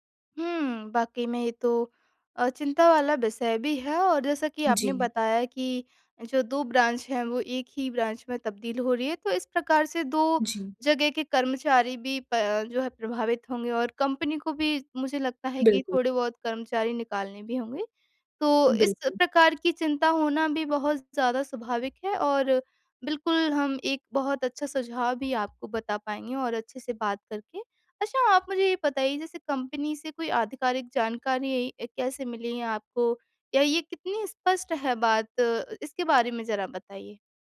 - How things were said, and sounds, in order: in English: "ब्रांच"; in English: "ब्रांच"
- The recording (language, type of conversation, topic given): Hindi, advice, कंपनी में पुनर्गठन के चलते क्या आपको अपनी नौकरी को लेकर अनिश्चितता महसूस हो रही है?